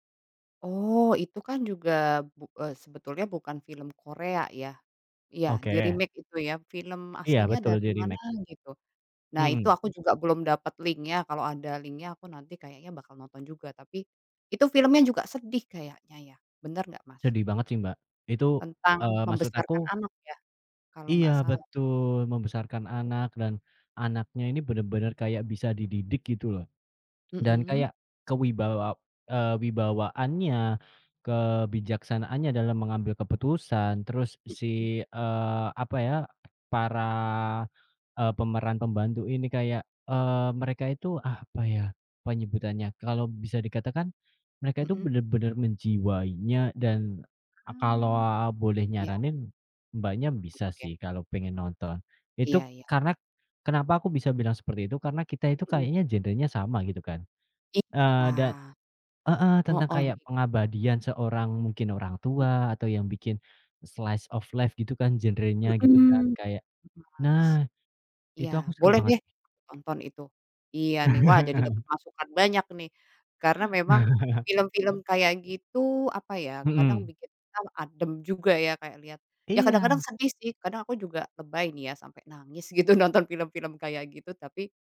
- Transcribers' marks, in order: in English: "di-remake"; in English: "di-remake"; other background noise; tapping; unintelligible speech; in English: "slice of life"; chuckle; chuckle
- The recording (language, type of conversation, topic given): Indonesian, unstructured, Apa film favorit yang pernah kamu tonton, dan kenapa?